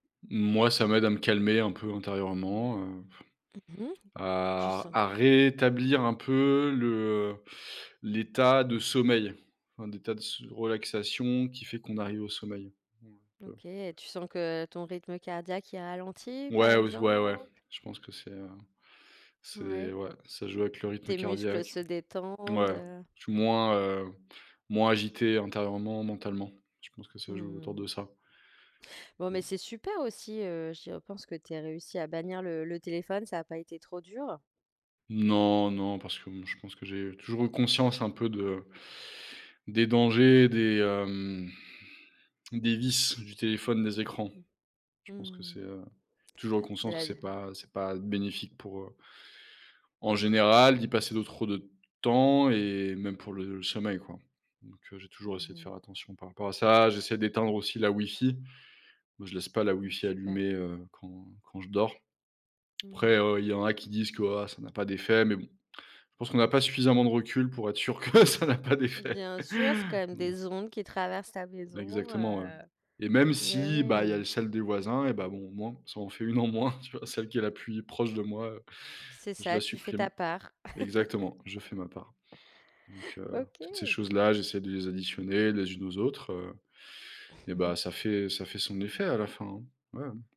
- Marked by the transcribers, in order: tapping; stressed: "exemple"; drawn out: "hem"; laughing while speaking: "que ça n'a pas d'effet !"; laugh
- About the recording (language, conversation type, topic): French, podcast, Qu’est-ce qui t’aide à mieux dormir la nuit ?
- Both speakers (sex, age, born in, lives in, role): female, 35-39, France, France, host; male, 30-34, France, France, guest